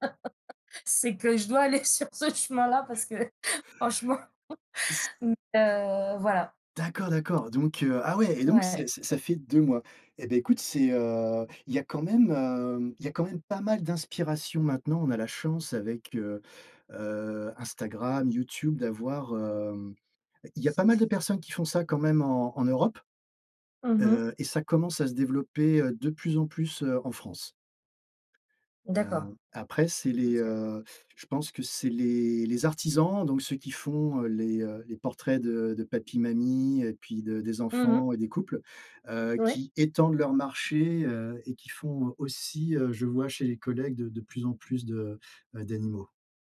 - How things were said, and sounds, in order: laugh; laughing while speaking: "sur ce chemin-là"; laughing while speaking: "franchement"; laugh; tapping
- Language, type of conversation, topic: French, unstructured, Quel métier te rendrait vraiment heureux, et pourquoi ?